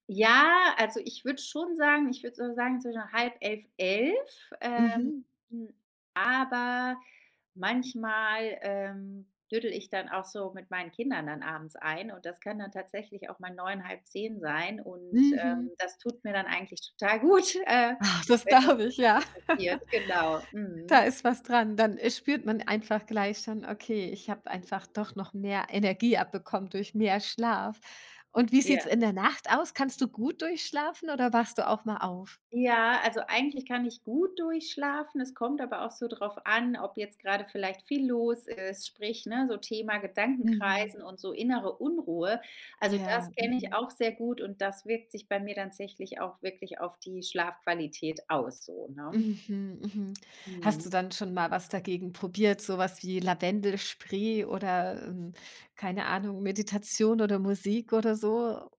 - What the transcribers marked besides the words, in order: laughing while speaking: "gut"; laughing while speaking: "glaube"; laugh; "tatsächlich" said as "tsächlich"
- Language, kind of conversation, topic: German, podcast, Wie wichtig ist Schlaf für dein Körpergefühl?